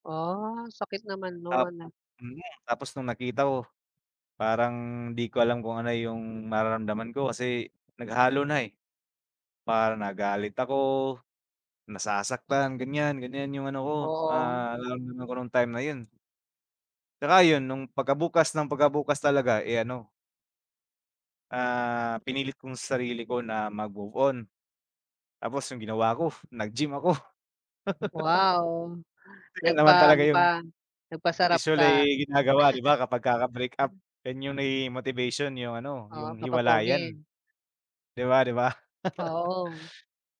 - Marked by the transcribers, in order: other background noise; laugh; laugh; laugh; tapping
- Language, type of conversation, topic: Filipino, unstructured, Ano ang pinakamahalagang aral na natutuhan mo sa pag-ibig?